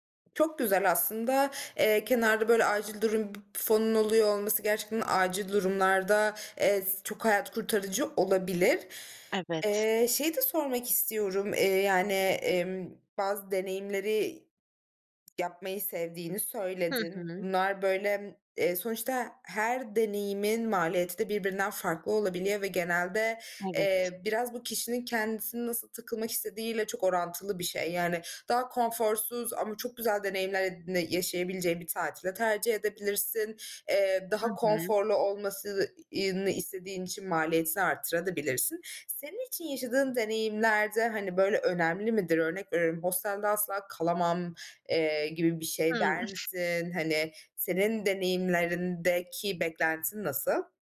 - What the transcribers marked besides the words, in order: other background noise; tapping; other noise; giggle
- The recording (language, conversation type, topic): Turkish, advice, Deneyimler ve eşyalar arasında bütçemi nasıl paylaştırmalıyım?